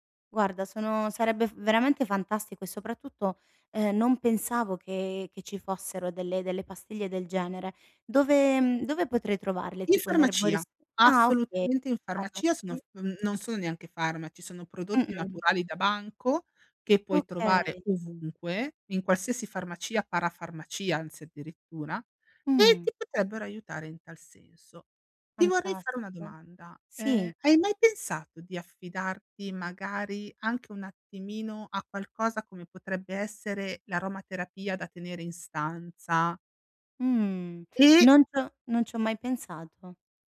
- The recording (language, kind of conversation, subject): Italian, advice, Come posso usare le abitudini serali per dormire meglio?
- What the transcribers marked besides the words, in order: none